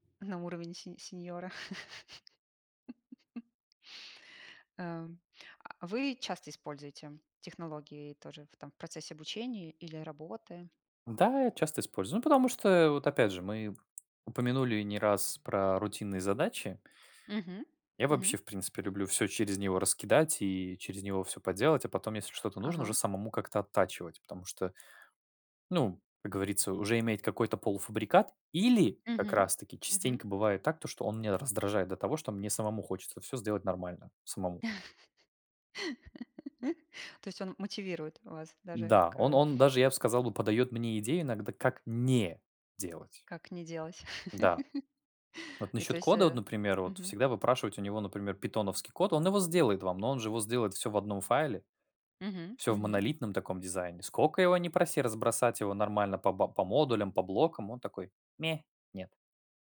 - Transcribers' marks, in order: laugh; tapping; laugh; other background noise; laugh; stressed: "не"; laugh; put-on voice: "ме, нет"
- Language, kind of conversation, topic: Russian, unstructured, Как технологии изменили ваш подход к обучению и саморазвитию?